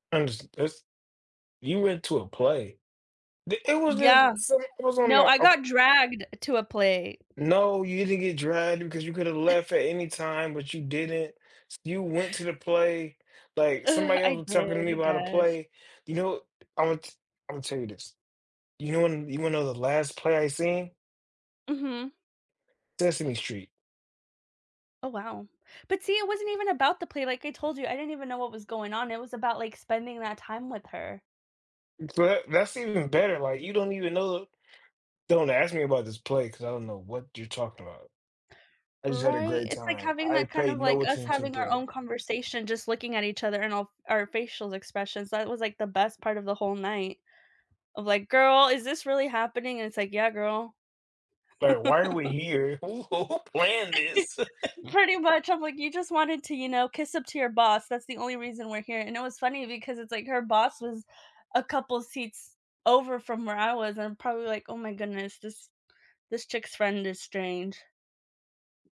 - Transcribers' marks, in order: other background noise; chuckle; tapping; chuckle; laugh; laughing while speaking: "who planned this?"; laugh
- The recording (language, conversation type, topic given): English, unstructured, What strategies help you maintain a healthy balance between alone time and social activities?
- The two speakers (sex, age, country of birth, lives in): female, 30-34, Mexico, United States; male, 35-39, United States, United States